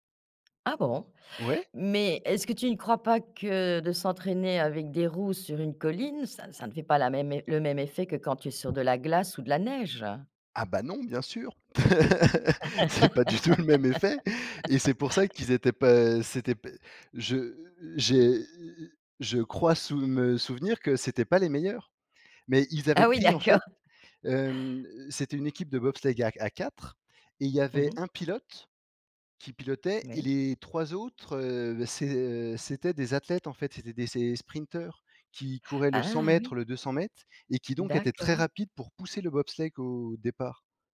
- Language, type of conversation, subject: French, podcast, Quels films te reviennent en tête quand tu repenses à ton adolescence ?
- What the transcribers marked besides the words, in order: tapping; laugh; laughing while speaking: "C'est pas du tout le même effet !"; laugh; laughing while speaking: "Ah oui, d'accord"; other background noise